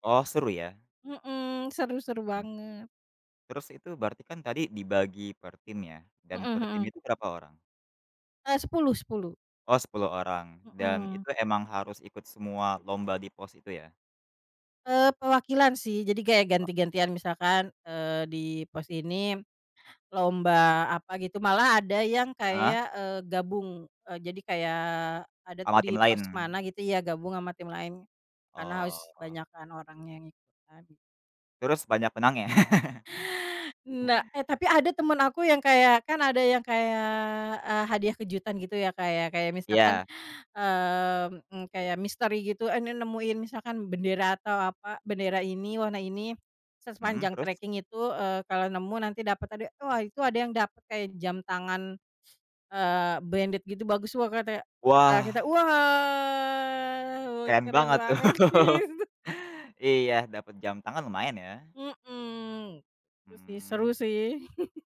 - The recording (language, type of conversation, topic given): Indonesian, podcast, Bagaimana pengalaman pertama kamu saat mendaki gunung atau berjalan lintas alam?
- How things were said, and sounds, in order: other noise; chuckle; sniff; in English: "branded"; drawn out: "wah"; laughing while speaking: "tuh"; laughing while speaking: "gitu"; chuckle; chuckle